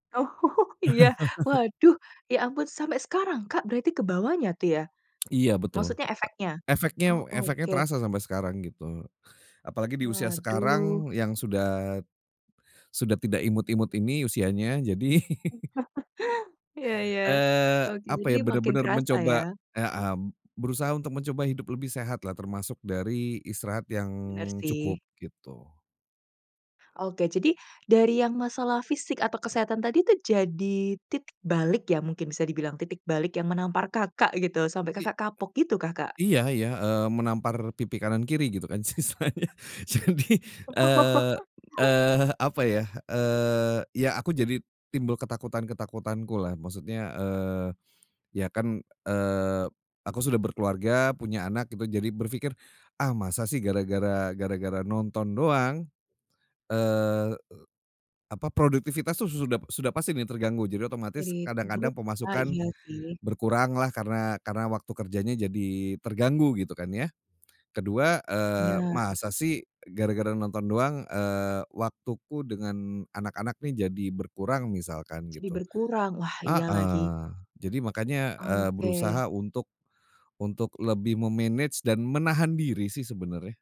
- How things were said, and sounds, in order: chuckle; lip smack; chuckle; other background noise; laughing while speaking: "istilahnya. Jadi"; chuckle; unintelligible speech; in English: "me-manage"
- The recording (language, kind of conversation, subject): Indonesian, podcast, Apa pendapatmu tentang fenomena menonton maraton belakangan ini?